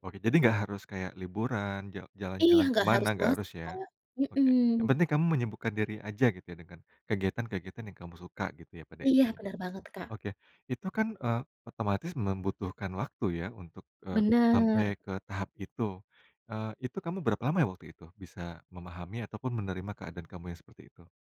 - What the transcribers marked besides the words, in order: tapping; other background noise
- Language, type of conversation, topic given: Indonesian, podcast, Pernah nggak kamu merasa bersalah saat meluangkan waktu untuk diri sendiri?